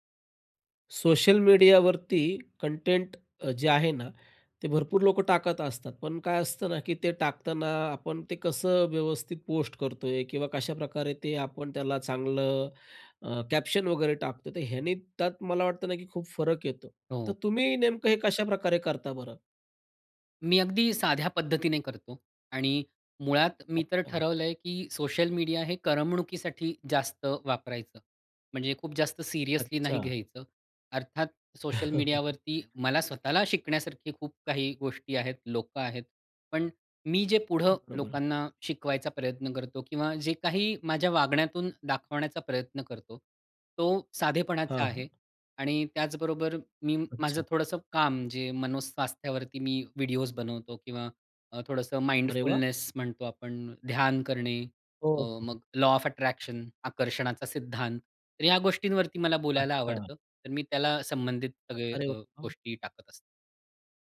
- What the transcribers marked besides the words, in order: other background noise; in English: "कॅप्शन"; tapping; chuckle; in English: "माइंडफुलनेस"; in English: "लॉ ऑफ अट्रॅक्शन"
- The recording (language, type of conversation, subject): Marathi, podcast, तू सोशल मीडियावर तुझं काम कसं सादर करतोस?